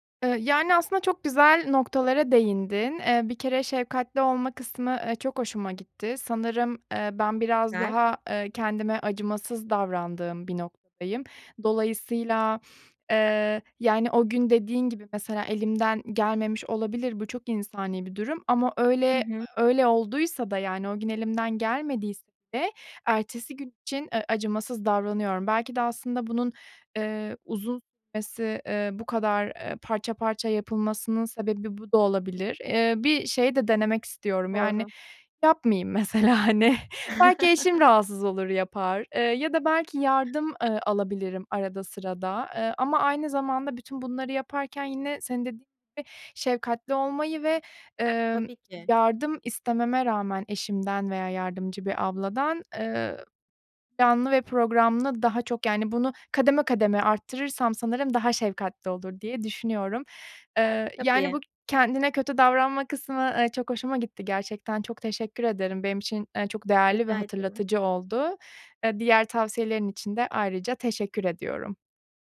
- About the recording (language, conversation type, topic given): Turkish, advice, Ev ve eşyalarımı düzenli olarak temizlemek için nasıl bir rutin oluşturabilirim?
- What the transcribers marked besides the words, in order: other background noise; other noise; unintelligible speech; laughing while speaking: "mesela, hani"; chuckle